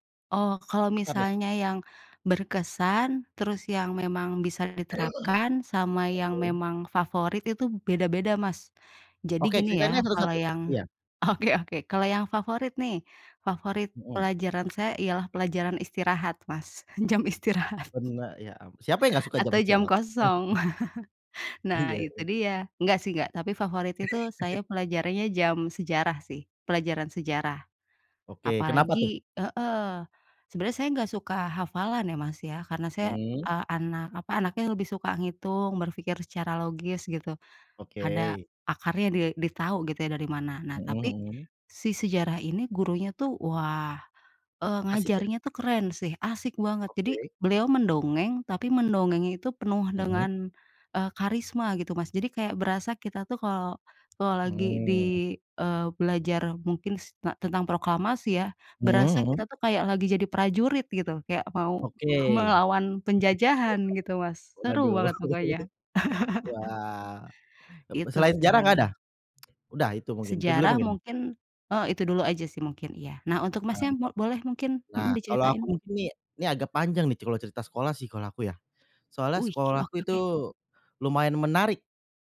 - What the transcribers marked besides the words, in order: unintelligible speech; cough; tapping; laughing while speaking: "oke oke"; laughing while speaking: "Jam istirahat"; unintelligible speech; chuckle; laughing while speaking: "Iya"; laugh; chuckle; unintelligible speech; chuckle; laugh
- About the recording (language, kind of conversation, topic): Indonesian, unstructured, Pelajaran hidup apa yang kamu dapat dari sekolah?